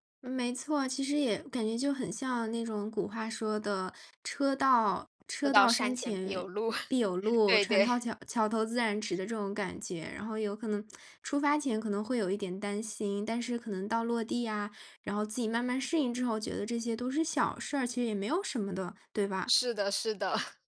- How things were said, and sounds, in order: chuckle; laughing while speaking: "对 对"; other background noise; chuckle
- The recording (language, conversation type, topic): Chinese, podcast, 你是在什么时候决定追随自己的兴趣的？